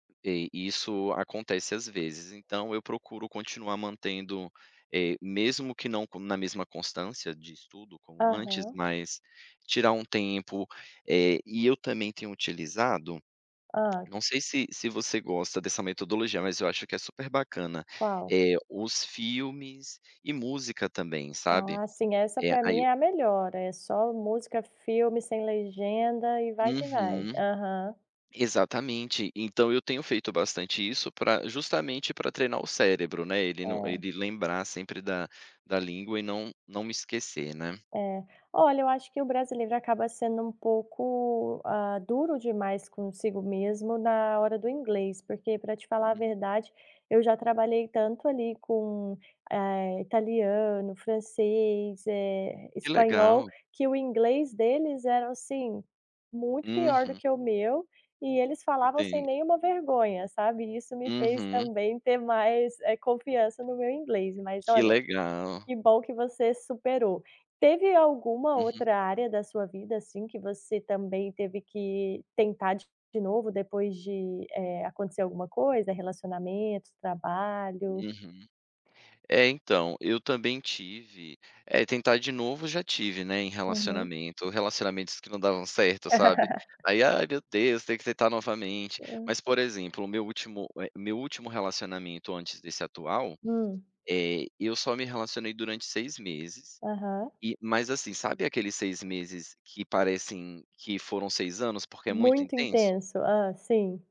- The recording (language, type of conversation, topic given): Portuguese, podcast, O que te motiva a tentar de novo depois de cair?
- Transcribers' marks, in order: tapping; other background noise; laugh